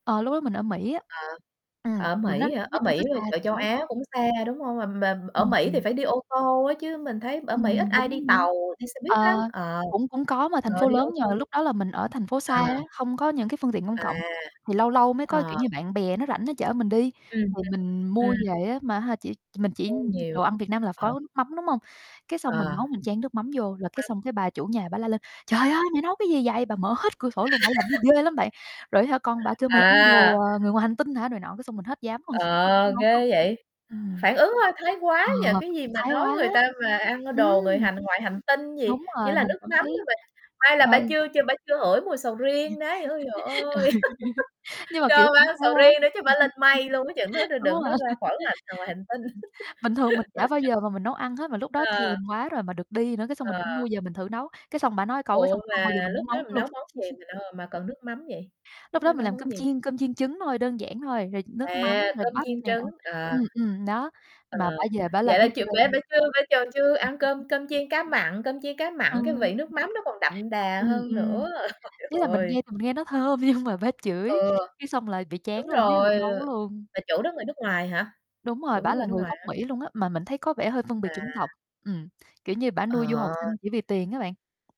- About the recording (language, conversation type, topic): Vietnamese, unstructured, Bạn có kỷ niệm nào đáng nhớ liên quan đến bữa cơm gia đình không?
- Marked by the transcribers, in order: static; other background noise; distorted speech; mechanical hum; laugh; laughing while speaking: "luôn"; tapping; chuckle; laughing while speaking: "Ừ"; chuckle; laugh; chuckle; laughing while speaking: "đúng rồi"; chuckle; laugh; chuckle; unintelligible speech; chuckle; laughing while speaking: "nhưng"